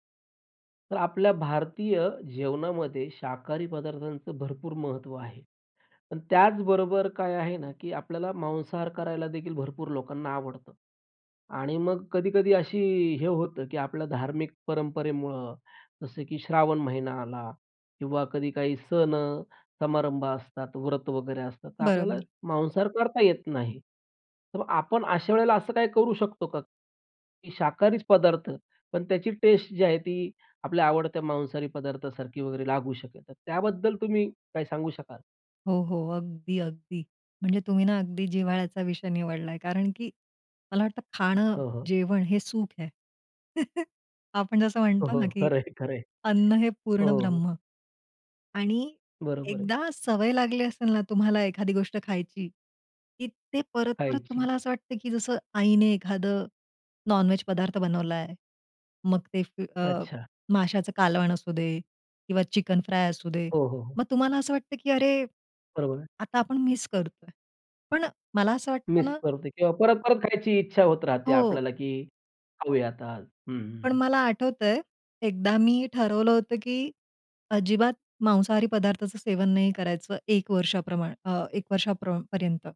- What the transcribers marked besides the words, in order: tapping; chuckle; laughing while speaking: "खरं आहे, खरं आहे"
- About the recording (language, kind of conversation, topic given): Marathi, podcast, शाकाहारी पदार्थांचा स्वाद तुम्ही कसा समृद्ध करता?